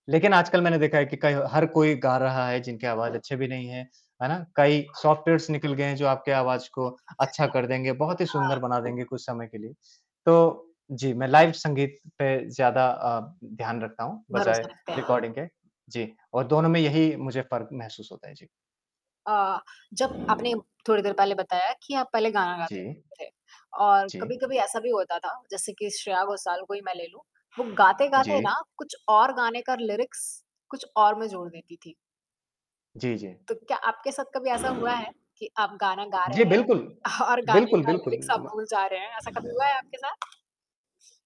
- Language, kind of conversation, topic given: Hindi, podcast, लाइव संगीत और रिकॉर्ड किए गए संगीत में आपको क्या अंतर महसूस होता है?
- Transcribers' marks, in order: static; in English: "सॉफ्टवेयर्स"; distorted speech; other background noise; in English: "लिरिक्स"; chuckle; in English: "लिरिक्स"; tapping